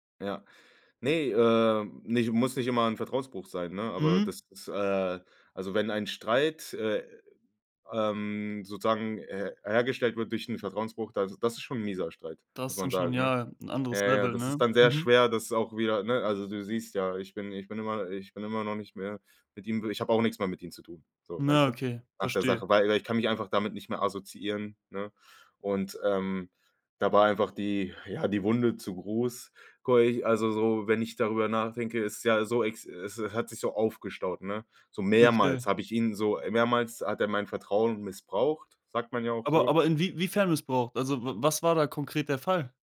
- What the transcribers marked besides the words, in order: none
- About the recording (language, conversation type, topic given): German, podcast, Was ist dir wichtig, um Vertrauen wieder aufzubauen?